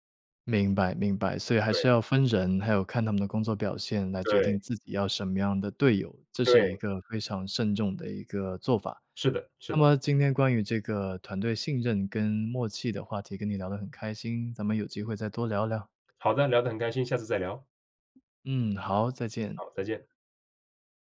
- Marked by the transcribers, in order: other background noise
- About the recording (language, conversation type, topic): Chinese, podcast, 在团队里如何建立信任和默契？